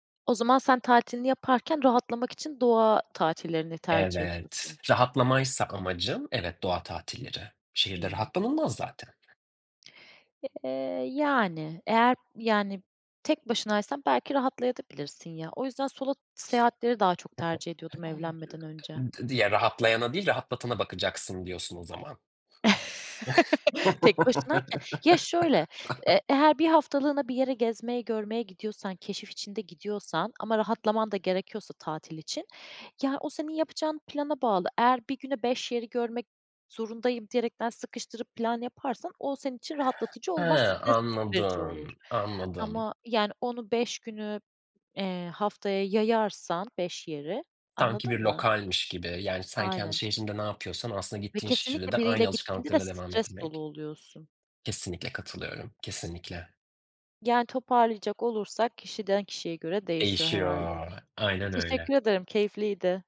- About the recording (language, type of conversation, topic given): Turkish, unstructured, Doğa tatilleri mi yoksa şehir tatilleri mi sana daha çekici geliyor?
- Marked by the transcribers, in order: chuckle; chuckle; laugh; "şehirde" said as "şişirde"